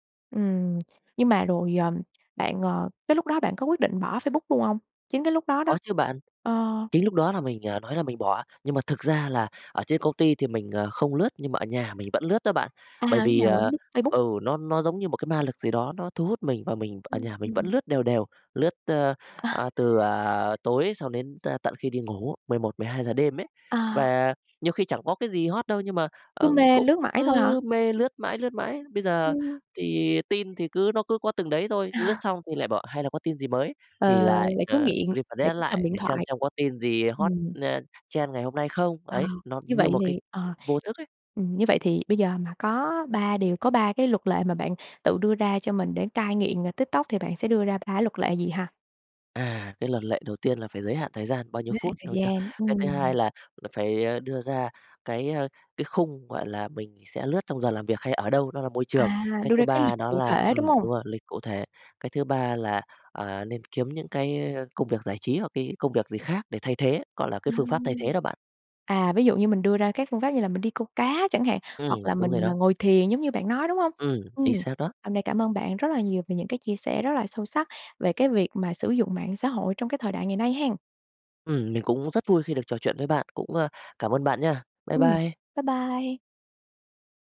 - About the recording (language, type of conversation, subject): Vietnamese, podcast, Bạn đã bao giờ tạm ngừng dùng mạng xã hội một thời gian chưa, và bạn cảm thấy thế nào?
- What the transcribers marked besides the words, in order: tapping; laughing while speaking: "Ờ"; laughing while speaking: "À"; in English: "refresh"; in English: "trend"; unintelligible speech